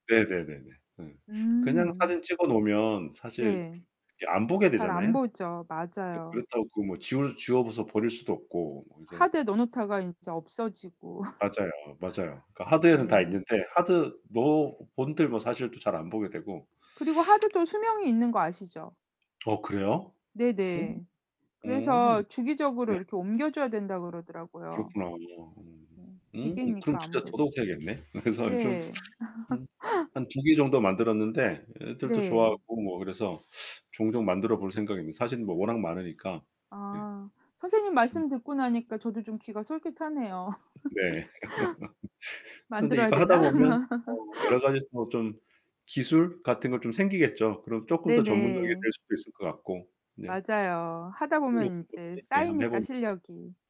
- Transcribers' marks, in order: other background noise; laugh; teeth sucking; tapping; laugh; laugh; distorted speech
- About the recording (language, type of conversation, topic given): Korean, unstructured, 요즘 가장 즐겨 하는 취미가 뭐예요?